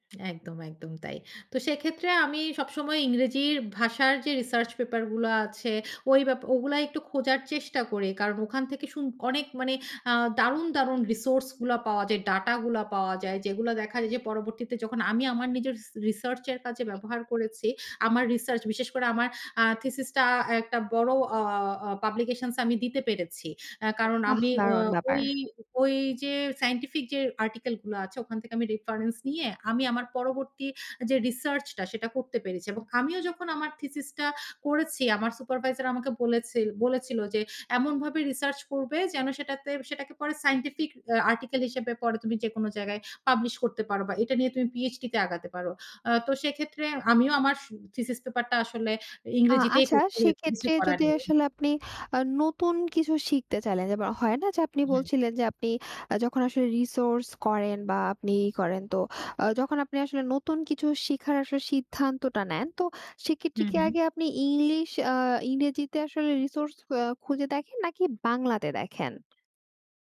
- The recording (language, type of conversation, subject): Bengali, podcast, আপনি সাধারণত তথ্যসূত্র খোঁজেন বাংলায় নাকি ইংরেজিতে, এবং তার কারণ কী?
- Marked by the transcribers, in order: tapping; in English: "আর্টিকেল"; in English: "রেফারেন্স"; in English: "পাবলিশ"; other background noise